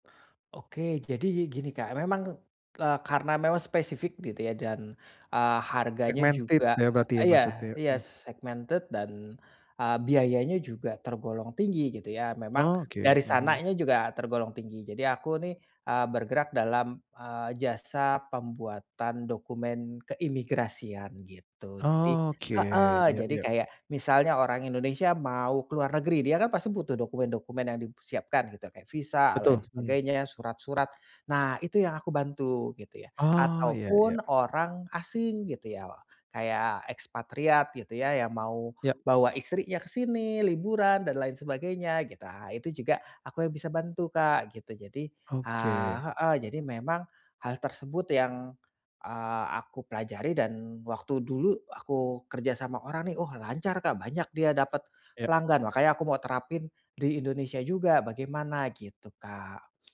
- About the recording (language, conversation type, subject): Indonesian, advice, Bagaimana cara menarik pelanggan pertama yang bersedia membayar dengan anggaran terbatas?
- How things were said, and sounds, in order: tapping; in English: "Segmented"; in English: "segmented"; other background noise